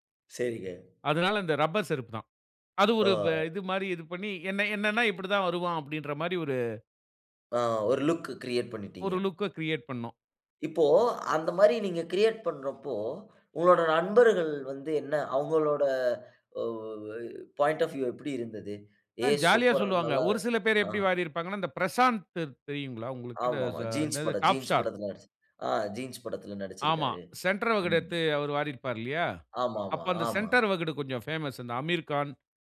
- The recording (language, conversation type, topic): Tamil, podcast, தனித்துவமான ஒரு அடையாள தோற்றம் உருவாக்கினாயா? அதை எப்படி உருவாக்கினாய்?
- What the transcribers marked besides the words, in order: in English: "லுக் கிரியேட்"; in English: "லுக்‌க கிரியேட்"; other background noise; in English: "கிரியேட்"; in English: "பாயிண்ட் ஆஃப் வியூ"; in English: "ஜீன்ஸ்"; in English: "சென்டர்"; in English: "சென்டர்"